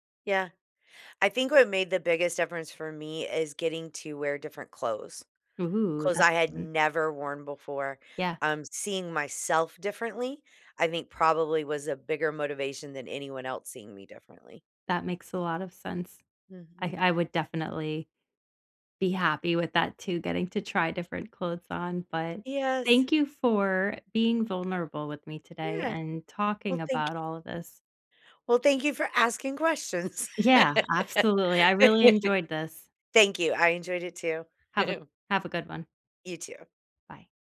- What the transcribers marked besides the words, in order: laugh; chuckle
- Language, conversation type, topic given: English, unstructured, How do you measure progress in hobbies that don't have obvious milestones?